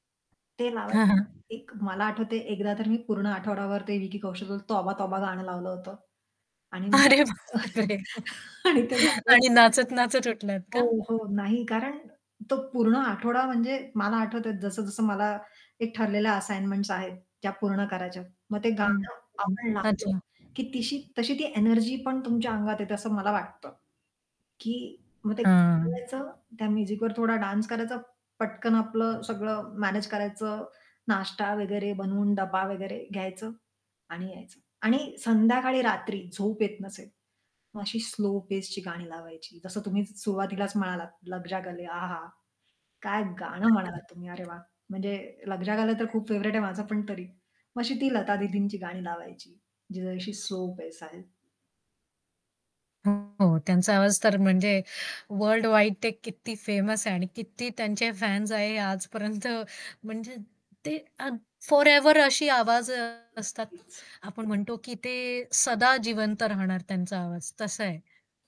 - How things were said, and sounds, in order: static; mechanical hum; laughing while speaking: "हां, हां"; distorted speech; laughing while speaking: "अरे बापरे!"; chuckle; laughing while speaking: "आणि ते गाणं"; chuckle; in English: "असाइनमेंट्स"; tapping; in English: "म्युझिकवर"; in English: "डान्स"; other background noise; unintelligible speech; in English: "फेव्हराइट"; in English: "वर्ल्डवाईड"; in English: "फेमस"; in English: "फॉरएव्हर"
- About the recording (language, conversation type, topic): Marathi, podcast, चित्रपटांच्या गाण्यांनी तुमच्या संगीताच्या आवडीनिवडींवर काय परिणाम केला आहे?